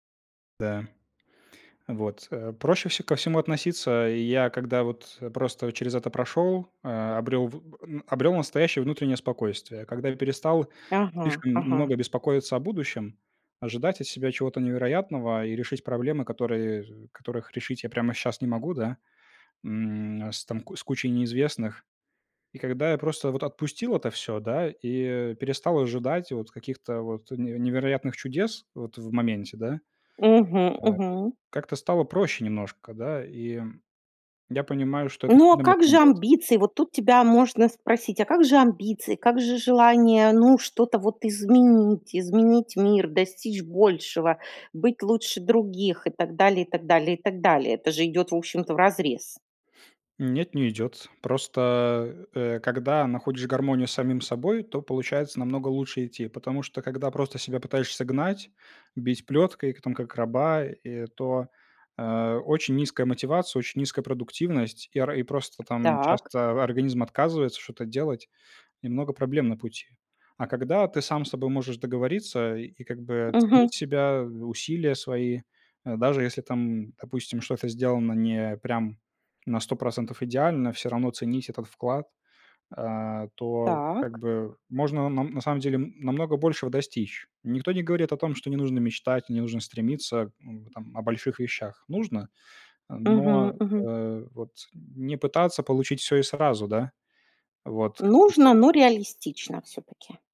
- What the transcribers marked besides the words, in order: tapping; other background noise
- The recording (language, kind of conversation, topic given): Russian, podcast, Какой совет от незнакомого человека ты до сих пор помнишь?